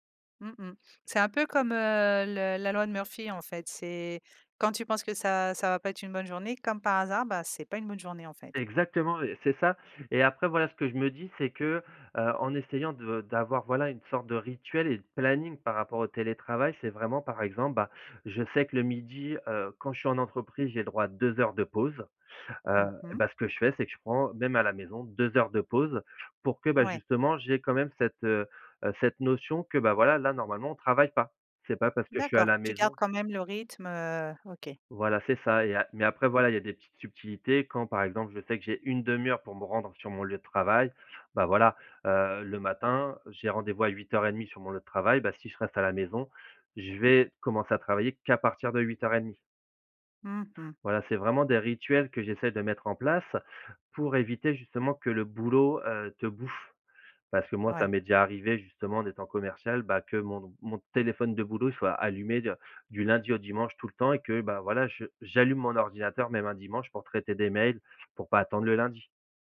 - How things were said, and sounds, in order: drawn out: "heu"; stressed: "planning"; stressed: "téléphone"; stressed: "j'allume"
- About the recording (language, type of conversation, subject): French, podcast, Comment concilier le travail et la vie de couple sans s’épuiser ?